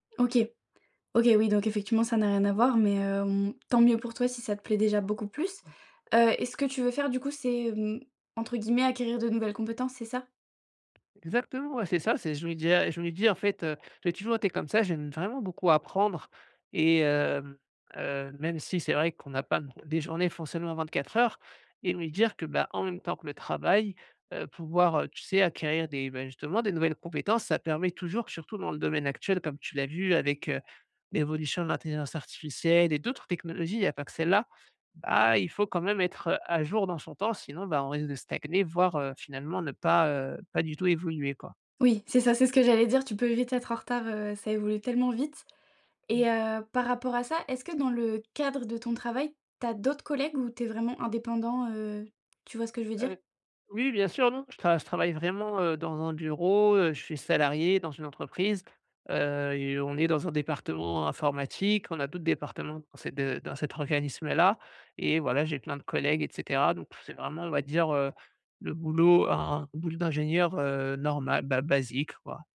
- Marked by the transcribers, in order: none
- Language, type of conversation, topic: French, advice, Comment puis-je développer de nouvelles compétences pour progresser dans ma carrière ?
- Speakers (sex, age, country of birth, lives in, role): female, 20-24, France, France, advisor; male, 35-39, France, France, user